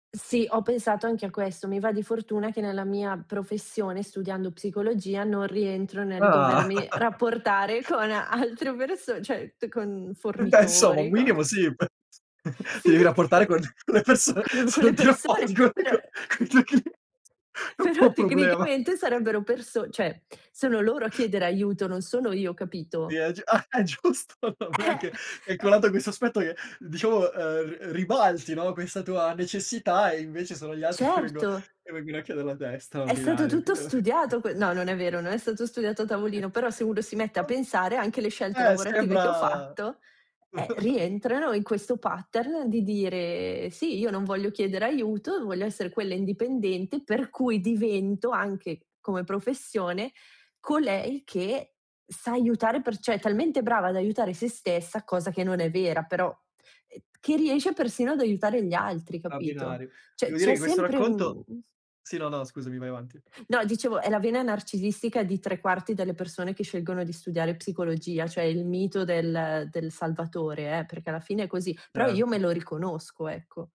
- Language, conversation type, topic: Italian, podcast, Qual è il ricordo più divertente della tua infanzia?
- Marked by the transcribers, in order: chuckle; laughing while speaking: "rapportare con altre perso"; "cioè" said as "ceh"; laughing while speaking: "Eh, beh, insomma, un minimo … po' un problema!"; chuckle; laughing while speaking: "Sì"; chuckle; laughing while speaking: "ah, è giusto"; unintelligible speech; chuckle; tapping; unintelligible speech; other background noise; unintelligible speech; chuckle; in English: "pattern"; "Cioè" said as "ceh"; unintelligible speech